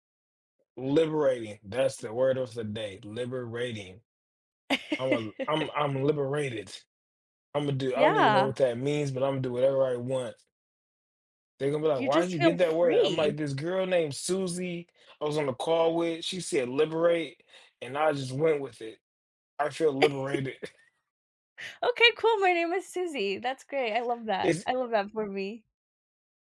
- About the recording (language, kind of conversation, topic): English, unstructured, What strategies help you maintain a healthy balance between alone time and social activities?
- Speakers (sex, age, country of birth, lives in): female, 30-34, Mexico, United States; male, 35-39, United States, United States
- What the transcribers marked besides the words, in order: chuckle; other background noise; chuckle